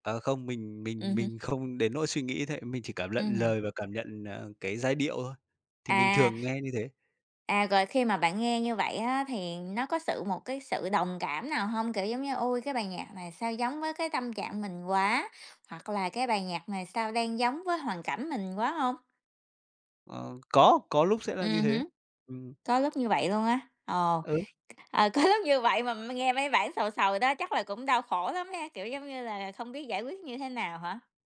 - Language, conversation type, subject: Vietnamese, unstructured, Bạn nghĩ âm nhạc đóng vai trò như thế nào trong cuộc sống hằng ngày?
- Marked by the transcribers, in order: tapping; other background noise; laughing while speaking: "có lúc như vậy"